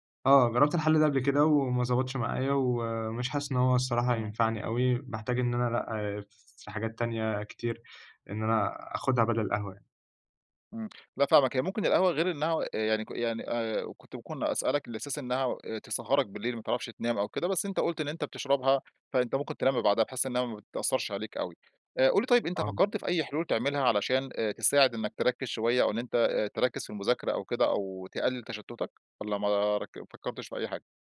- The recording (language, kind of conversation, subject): Arabic, advice, إزاي أتعامل مع التشتت وقلة التركيز وأنا بشتغل أو بذاكر؟
- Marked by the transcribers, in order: none